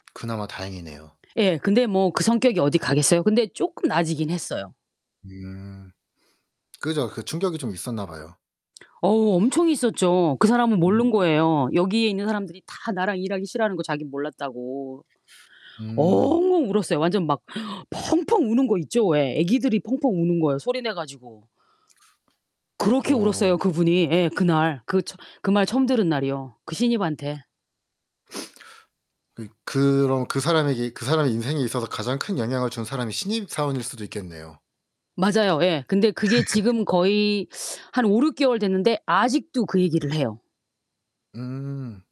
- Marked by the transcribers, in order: distorted speech; tapping; drawn out: "엉엉"; sniff; other background noise; laugh
- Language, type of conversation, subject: Korean, unstructured, 내 삶에 가장 큰 영향을 준 사람은 누구인가요?